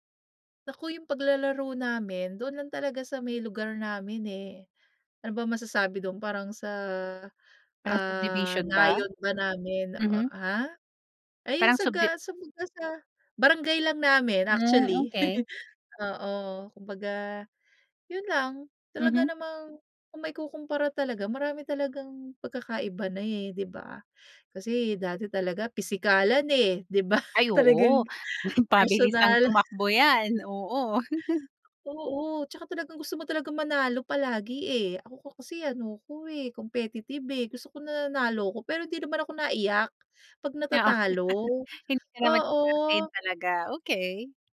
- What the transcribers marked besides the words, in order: tapping; chuckle; scoff; snort; chuckle; laugh; other background noise
- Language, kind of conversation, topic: Filipino, podcast, Anong larong pambata ang may pinakamalaking naging epekto sa iyo?